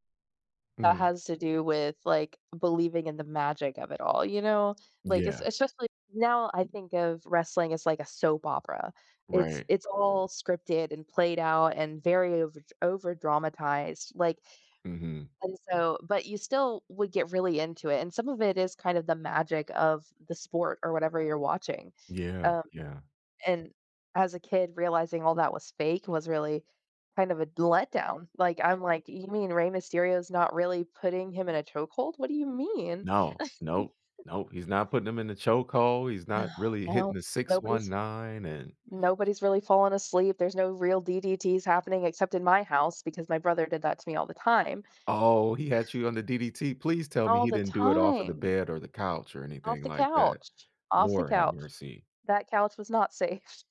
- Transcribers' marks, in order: tapping; other background noise; chuckle
- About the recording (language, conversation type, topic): English, unstructured, Which small game-day habits should I look for to spot real fans?